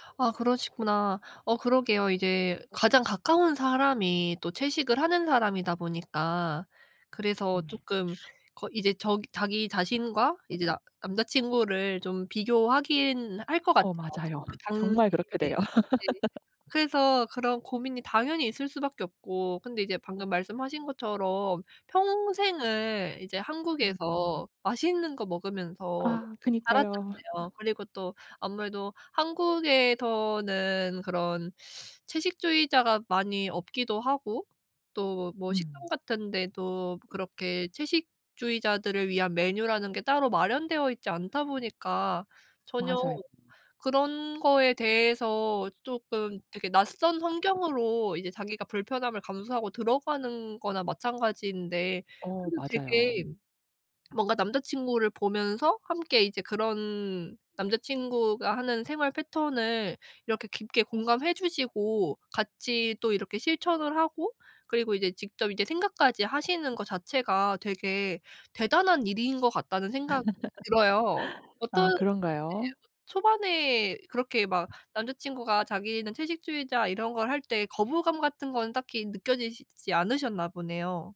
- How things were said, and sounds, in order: other background noise; tapping; laugh; laugh; laugh
- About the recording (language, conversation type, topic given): Korean, advice, 가치와 행동이 일치하지 않아 혼란스러울 때 어떻게 해야 하나요?